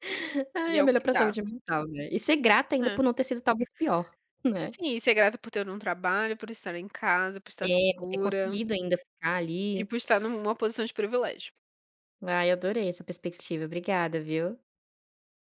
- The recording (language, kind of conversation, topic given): Portuguese, unstructured, O que faz você se sentir grato hoje?
- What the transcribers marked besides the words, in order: none